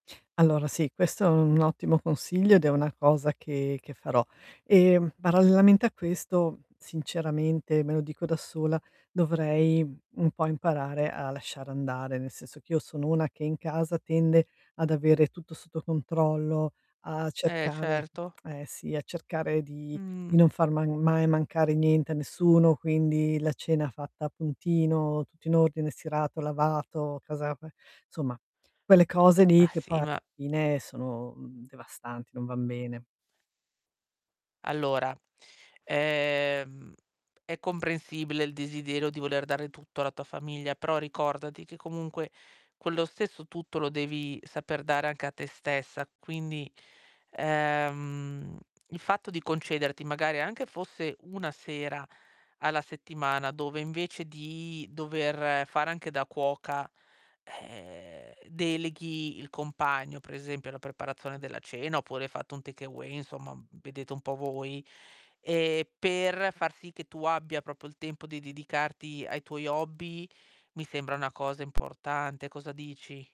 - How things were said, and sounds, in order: distorted speech; drawn out: "ehm"; in English: "take away"; "proprio" said as "propo"
- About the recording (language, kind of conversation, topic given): Italian, advice, Come posso ritagliarmi del tempo libero per coltivare i miei hobby e rilassarmi a casa?